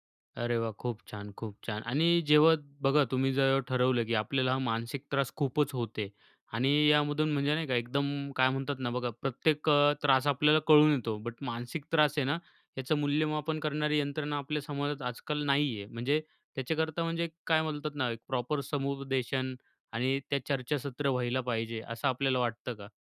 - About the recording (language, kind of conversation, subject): Marathi, podcast, प्रोफेशनल मदत मागण्याचा निर्णय तुम्ही कधी आणि कसा घेतला?
- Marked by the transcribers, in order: none